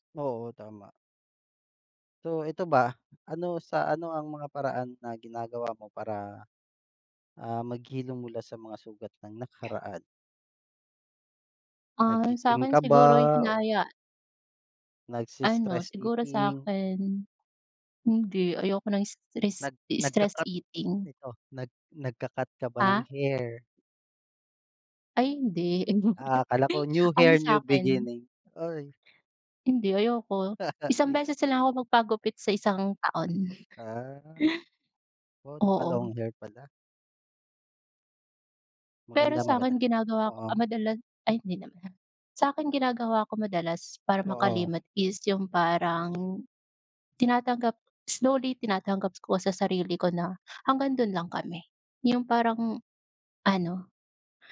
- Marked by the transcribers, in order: tapping; chuckle; in English: "new hair, new beginning"; chuckle; other background noise
- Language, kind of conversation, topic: Filipino, unstructured, Paano mo tinutulungan ang sarili mo na makaahon mula sa masasakit na alaala?